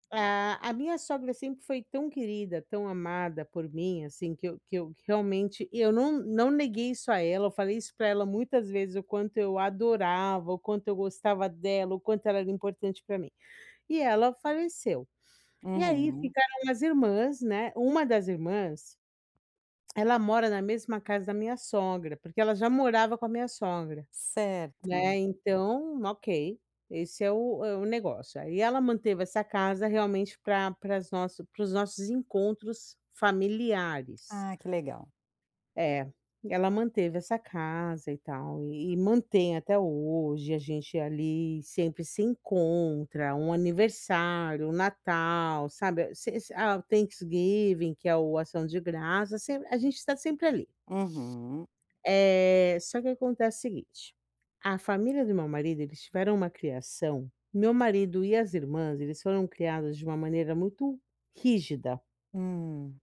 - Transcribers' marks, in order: tapping; in English: "Thanksgiving"
- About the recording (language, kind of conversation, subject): Portuguese, advice, Como posso manter a calma ao receber críticas?